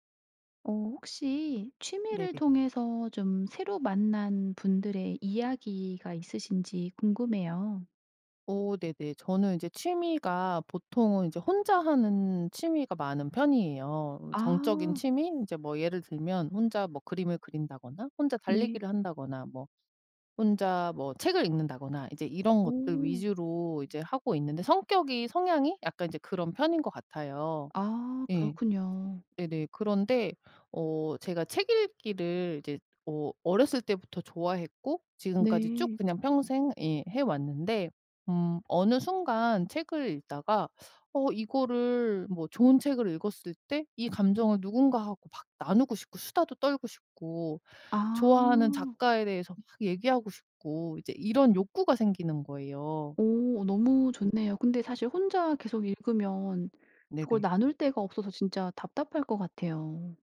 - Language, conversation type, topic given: Korean, podcast, 취미를 통해 새로 만난 사람과의 이야기가 있나요?
- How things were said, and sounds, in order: tapping; other background noise